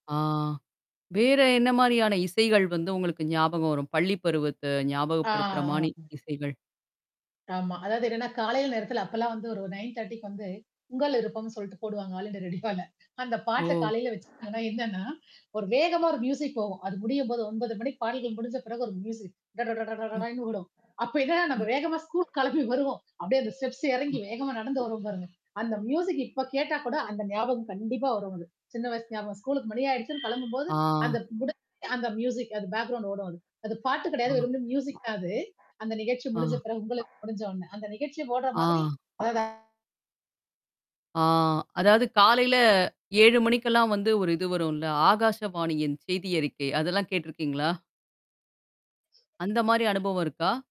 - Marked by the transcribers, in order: "மாரி" said as "மானி"; in English: "நைன் திரட்டி"; static; distorted speech; in English: "மியூசிக்"; in English: "ஸ்கூல்"; in English: "ஸ்டெப்ஸ்"; tapping; in English: "மியூசிக்"; in English: "ஸ்கூலுக்கு"; horn; in English: "மியூசிக்"; in English: "பேக்ரவுண்ட்"; in English: "மியூசிக்"; other background noise; other noise
- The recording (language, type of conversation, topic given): Tamil, podcast, உங்கள் வாழ்க்கைக்கு ஒரு பின்னணி இசை இருந்தால், அது எப்படி இருக்கும்?